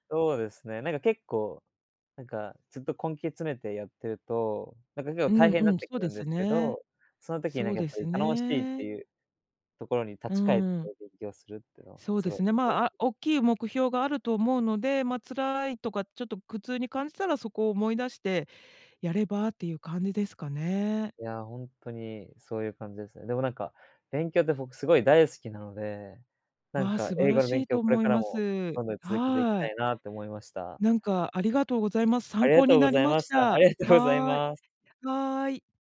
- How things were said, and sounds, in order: unintelligible speech; laughing while speaking: "ありがとうございます"; other noise
- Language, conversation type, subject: Japanese, unstructured, 勉強していて嬉しかった瞬間はどんなときですか？